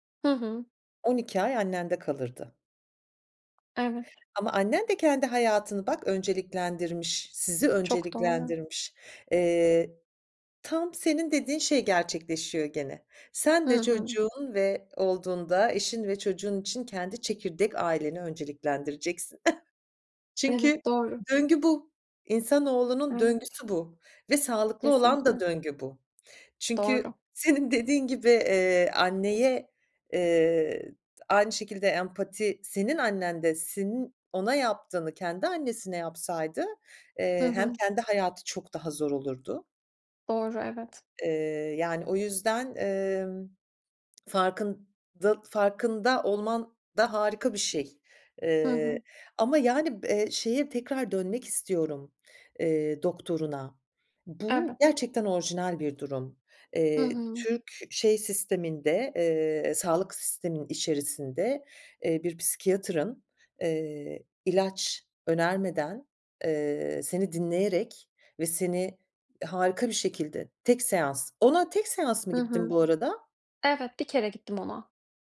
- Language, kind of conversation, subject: Turkish, podcast, Hayatındaki en önemli dersi neydi ve bunu nereden öğrendin?
- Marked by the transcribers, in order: other background noise; tapping; giggle; other noise